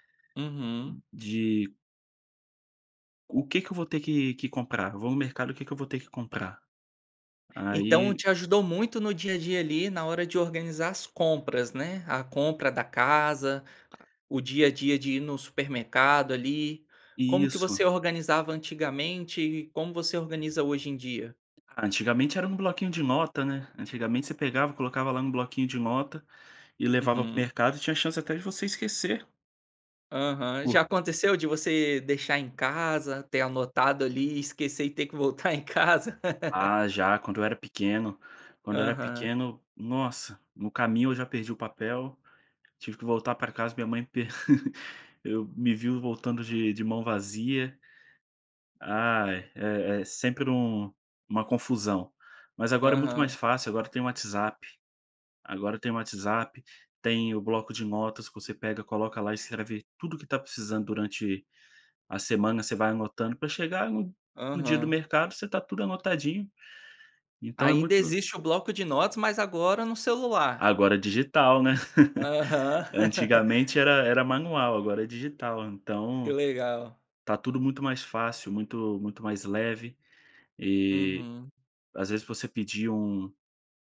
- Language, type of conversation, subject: Portuguese, podcast, Como a tecnologia mudou o seu dia a dia?
- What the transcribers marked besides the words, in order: other background noise; giggle; giggle; chuckle; laugh